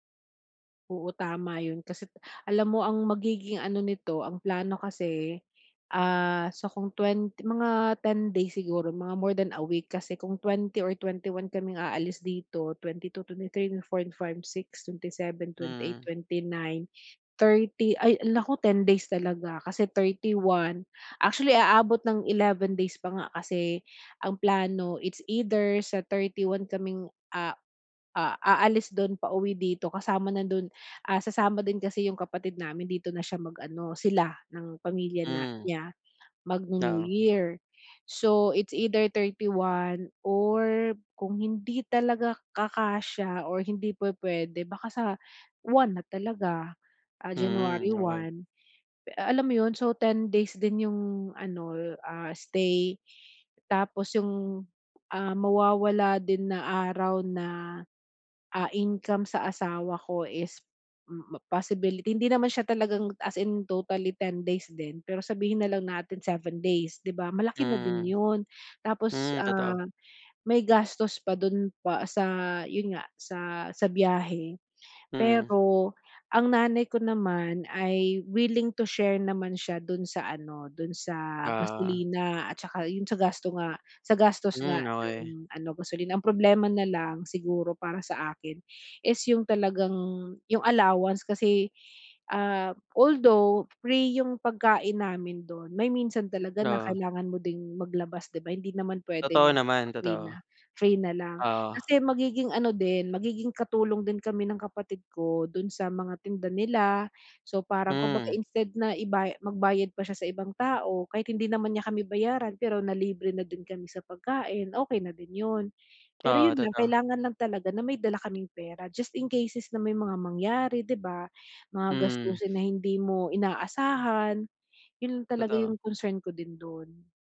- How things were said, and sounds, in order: "naku" said as "laku"; tapping; other background noise; dog barking
- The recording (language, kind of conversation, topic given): Filipino, advice, Paano ako makakapagbakasyon at mag-eenjoy kahit maliit lang ang budget ko?